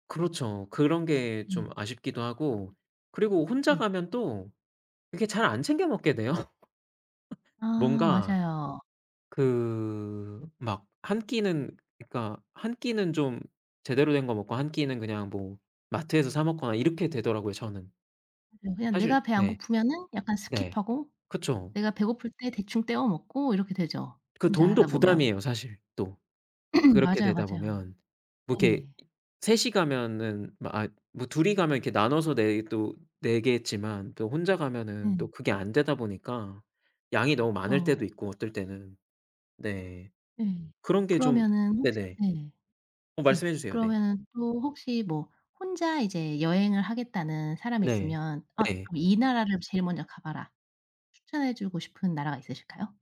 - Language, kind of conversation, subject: Korean, podcast, 혼자 여행을 떠나 본 경험이 있으신가요?
- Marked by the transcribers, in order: laughing while speaking: "돼요"; other background noise; throat clearing